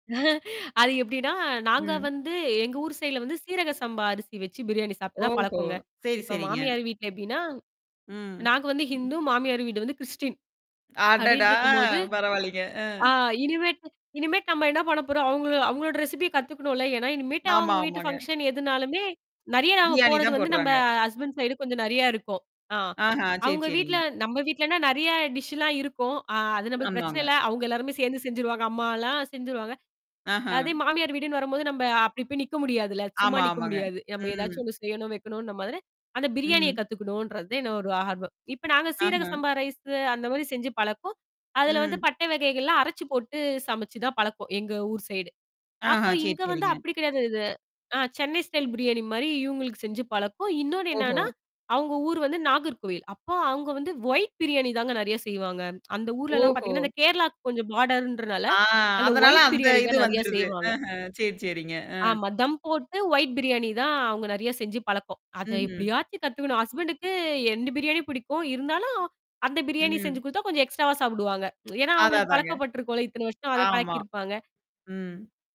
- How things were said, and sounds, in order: static; mechanical hum; chuckle; distorted speech; other background noise; in English: "ஃபங்ஷன்"; tapping; tsk; drawn out: "ஆ"; in English: "எக்ஸ்ட்ராவா"; tsk
- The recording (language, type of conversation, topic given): Tamil, podcast, நீங்கள் மீண்டும் மீண்டும் செய்வது எந்த குடும்ப சமையல் குறிப்பா?